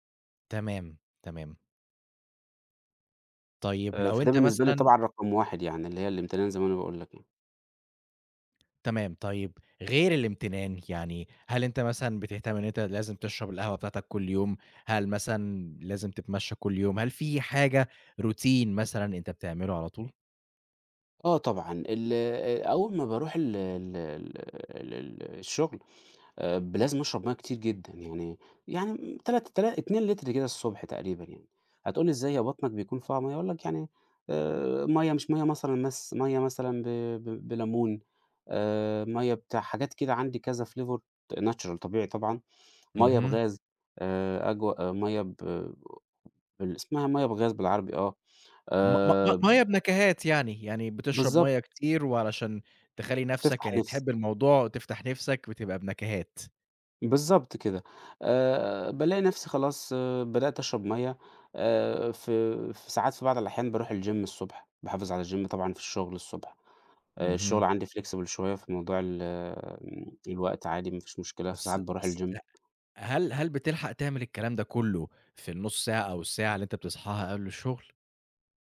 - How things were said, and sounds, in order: in English: "routine"; in English: "flavor natural"; in English: "الgym"; in English: "الgym"; in English: "flexible"; in English: "الgym"; tapping
- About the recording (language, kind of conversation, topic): Arabic, podcast, إيه روتينك الصبح عشان تعتني بنفسك؟